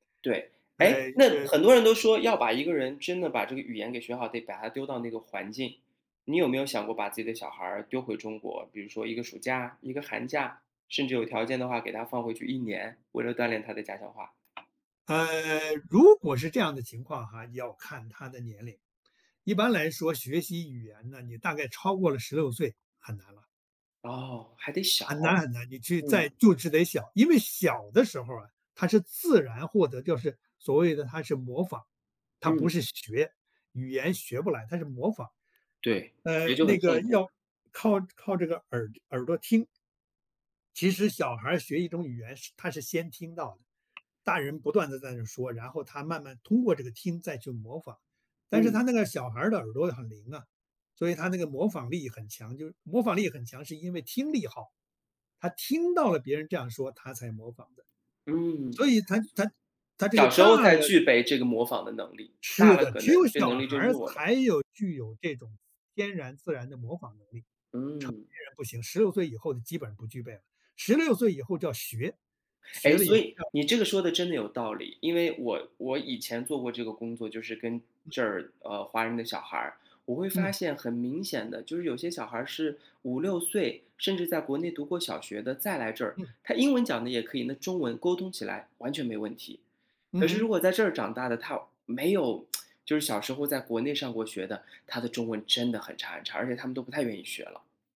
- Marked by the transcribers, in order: tapping; other background noise; tsk
- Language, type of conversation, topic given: Chinese, podcast, 你是怎么教孩子说家乡话或讲家族故事的？